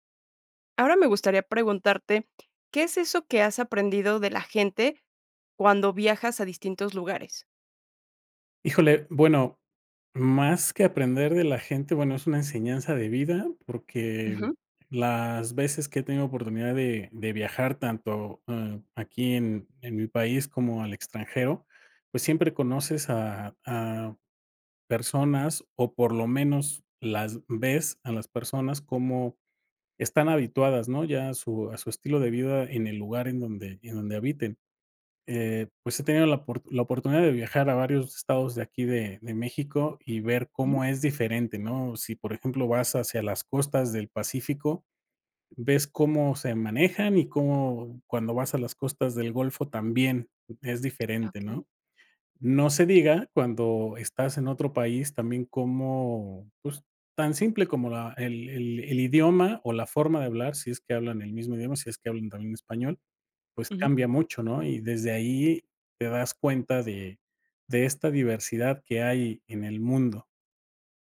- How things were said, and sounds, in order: none
- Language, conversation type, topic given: Spanish, podcast, ¿Qué aprendiste sobre la gente al viajar por distintos lugares?